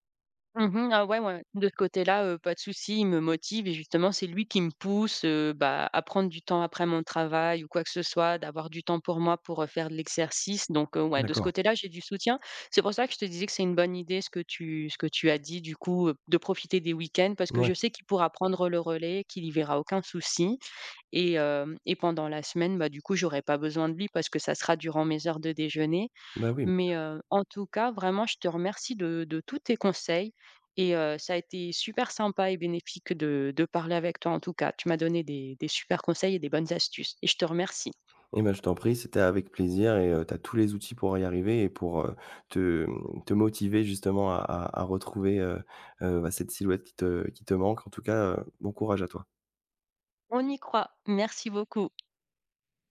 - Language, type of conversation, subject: French, advice, Comment puis-je trouver un équilibre entre le sport et la vie de famille ?
- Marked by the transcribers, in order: other background noise; other noise; tapping